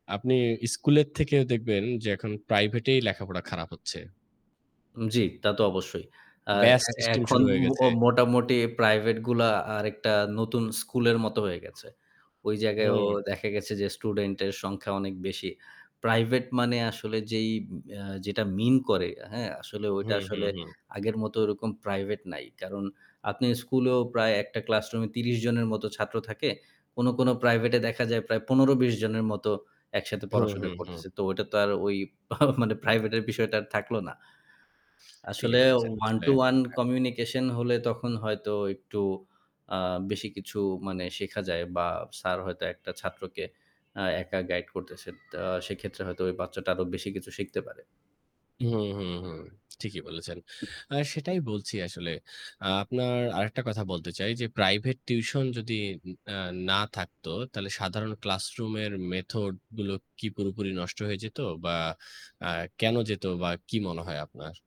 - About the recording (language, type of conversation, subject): Bengali, unstructured, প্রাইভেট টিউশন কি শিক্ষাব্যবস্থার জন্য সহায়ক, নাকি বাধা?
- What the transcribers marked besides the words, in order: static; tapping; other background noise; chuckle; in English: "ওয়ান টু ওয়ান"; horn; background speech; lip smack